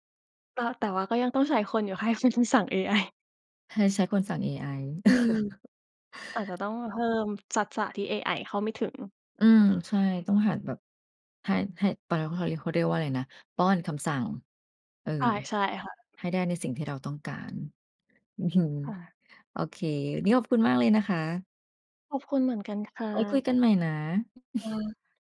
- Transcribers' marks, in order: laughing while speaking: "ให้เป็นคนสั่ง เอไอ"; other noise; chuckle; "ทักษะ" said as "จั๊กจะ"; unintelligible speech; tapping; laughing while speaking: "อือ"; chuckle
- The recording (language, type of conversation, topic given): Thai, unstructured, คุณอยากเห็นตัวเองในอีก 5 ปีข้างหน้าเป็นอย่างไร?